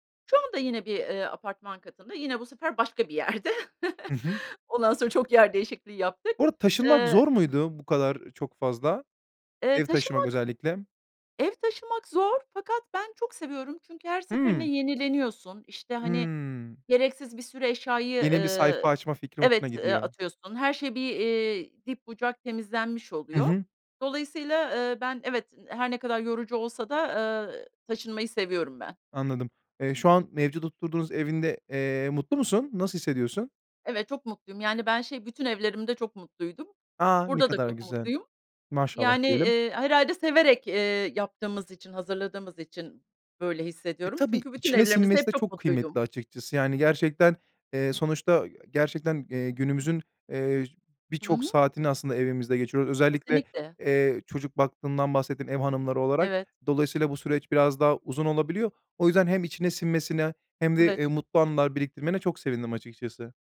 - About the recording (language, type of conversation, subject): Turkish, podcast, Sıkışık bir evde düzeni nasıl sağlayabilirsin?
- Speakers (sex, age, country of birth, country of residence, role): female, 50-54, Italy, United States, guest; male, 30-34, Turkey, Bulgaria, host
- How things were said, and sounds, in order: laughing while speaking: "yerde"; chuckle